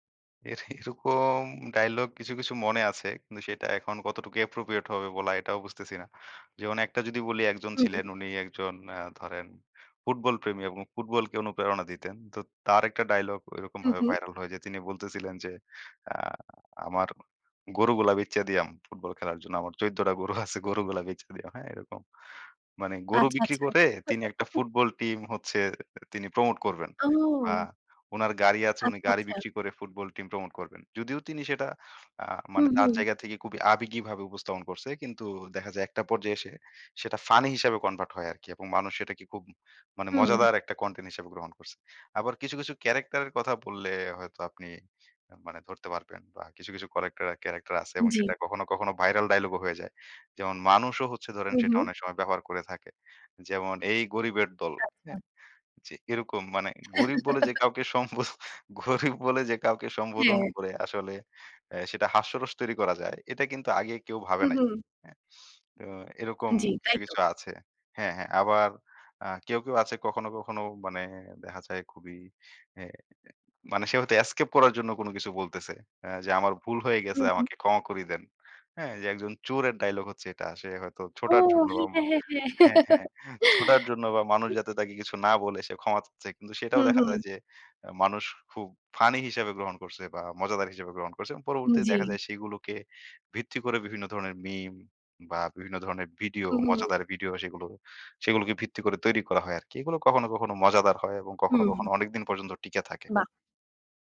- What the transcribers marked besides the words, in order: scoff; surprised: "ও"; giggle; laughing while speaking: "সম্বোধন গরিব বলে যে কাউকে সম্বোধন করে আসলে"; laugh
- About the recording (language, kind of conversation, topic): Bengali, podcast, একটি বিখ্যাত সংলাপ কেন চিরস্থায়ী হয়ে যায় বলে আপনি মনে করেন?